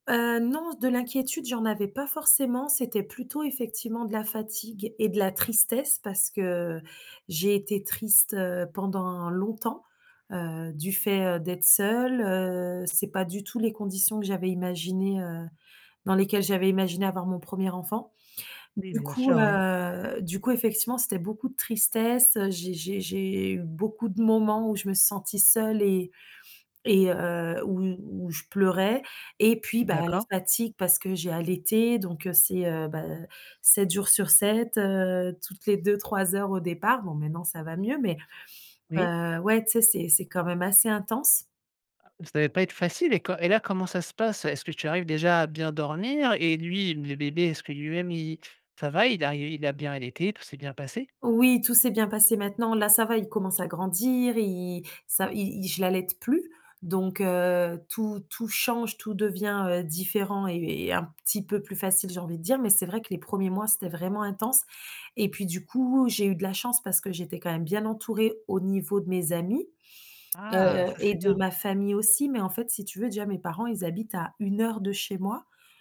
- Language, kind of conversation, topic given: French, advice, Comment avez-vous vécu la naissance de votre enfant et comment vous êtes-vous adapté(e) à la parentalité ?
- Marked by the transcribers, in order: other background noise